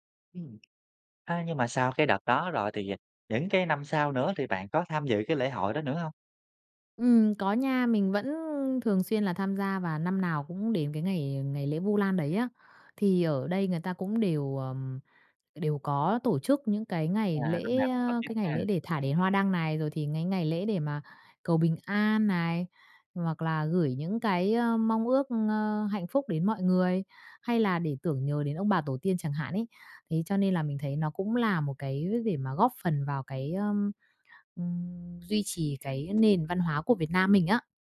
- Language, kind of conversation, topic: Vietnamese, podcast, Bạn có thể kể về một lần bạn thử tham gia lễ hội địa phương không?
- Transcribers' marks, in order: tapping; other background noise; bird